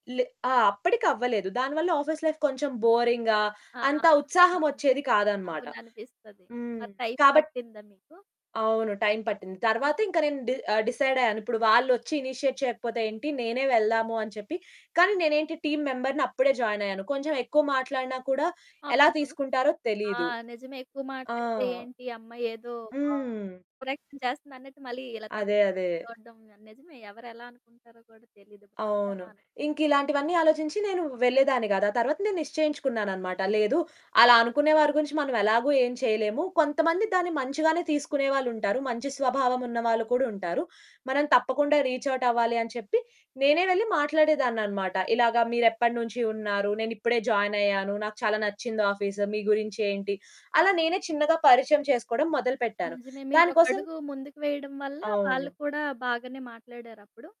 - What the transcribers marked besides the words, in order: in English: "ఆఫీస్ లైఫ్"; in English: "బోరింగ్‌గా"; static; distorted speech; in English: "ఇనిషియేట్"; in English: "టీమ్ మెంబర్‌ని"; in English: "జాయిన్"; in English: "ఓవర్ యాక్షన్"; unintelligible speech; in English: "రీచ్ ఔట్"; in English: "జాయిన్"
- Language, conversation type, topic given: Telugu, podcast, ఆత్మవిశ్వాసాన్ని పెంపొందించుకోవడానికి మీ సలహా ఏమిటి?